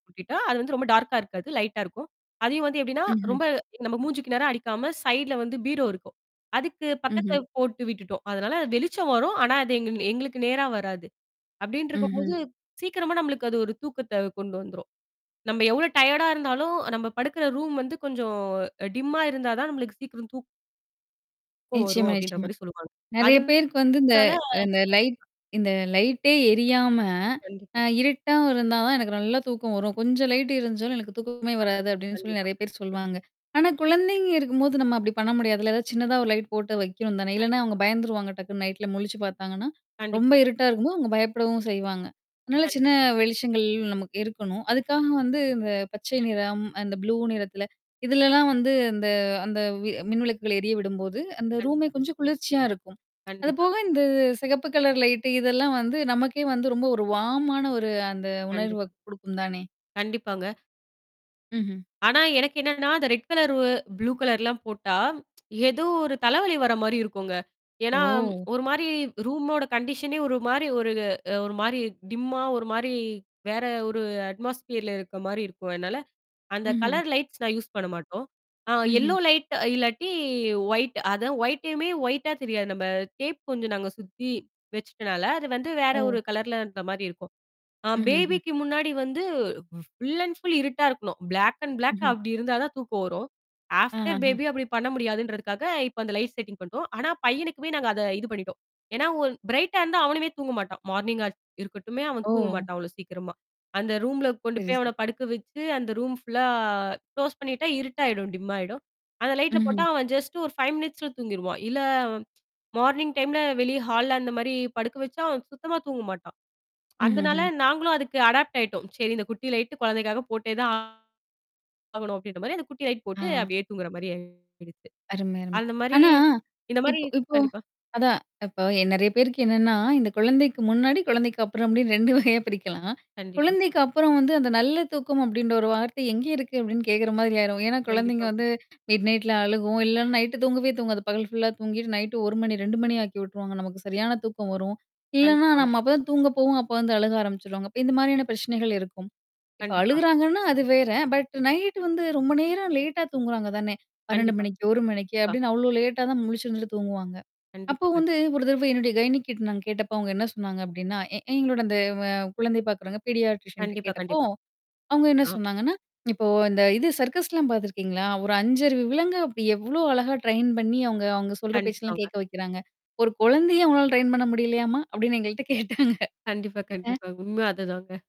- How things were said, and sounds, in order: in English: "டார்க்கா"; in English: "லைட்டா"; other background noise; other noise; in English: "டயர்டா"; in English: "டிம்மா"; static; distorted speech; unintelligible speech; in English: "வார்மான"; in English: "ரெட் கலரு, ப்ளூகலர்லாம்"; tsk; in English: "ரூமோட கண்டிஷனே"; in English: "டிம்மா"; in English: "அட்மாஸ்பியர்ல"; in English: "கலர் லைட்ஸ்"; in English: "யூஸ்"; in English: "எல்லோ லைட்டு"; in English: "வொயிட்"; in English: "வொயிட்டையுமே, வொயிட்டா"; in English: "டேப்"; in English: "பேபிக்கு"; in English: "ஃபுல் அண்ட் ஃபுல்"; in English: "ப்ளாக் அண்ட் ப்ளாக்"; in English: "ஆஃப்டர் பேபி"; in English: "லைட் செட்டிங்"; in English: "பிரைட்டா"; in English: "மார்னிங்கா"; unintelligible speech; in English: "ரூம் ஃ புல்லா க்ளோஸ்"; in English: "டிம்"; in English: "ஜஸ்ட்"; in English: "பைவ் மினிட்ஸ்ல"; tapping; in English: "மார்னிங் டைம்ல"; in English: "அடாப்ட்"; laughing while speaking: "ரெண்டு வகையா"; in English: "மிட் நைட்ல"; in English: "பட் நைட்டு"; in English: "கயனிக்கிட்ட"; in English: "பீடியாட்ரிசன்ட்ட"; in English: "சர்க்கஸ்லாம்"; in English: "ட்ரெயின்"; in English: "ட்ரெயின்"; laughing while speaking: "எங்கள்ட கேட்டாங்க"
- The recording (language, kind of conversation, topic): Tamil, podcast, நல்ல தூக்கம் வருவதற்கு நீங்கள் பின்பற்றும் தினசரி உறக்க பழக்கம் எப்படி இருக்கும்?